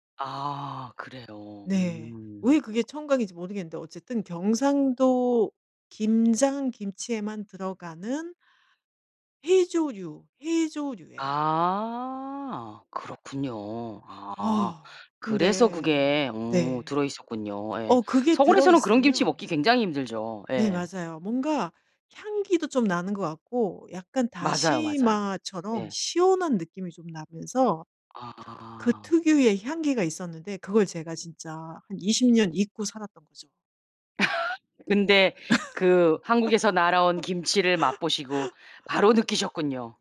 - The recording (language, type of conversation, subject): Korean, podcast, 가족에게서 대대로 전해 내려온 음식이나 조리법이 있으신가요?
- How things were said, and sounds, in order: other background noise; laugh